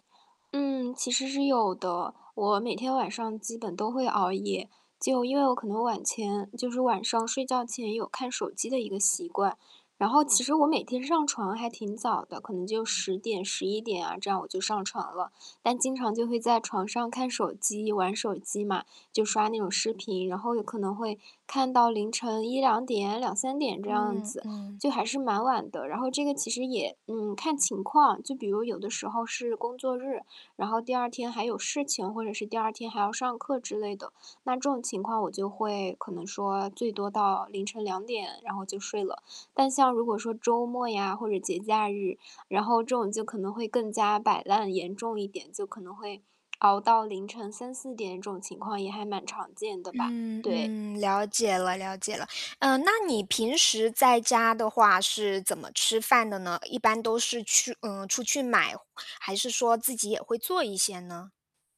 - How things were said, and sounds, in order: static; other background noise
- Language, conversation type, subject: Chinese, advice, 我该如何调整生活习惯以适应新环境？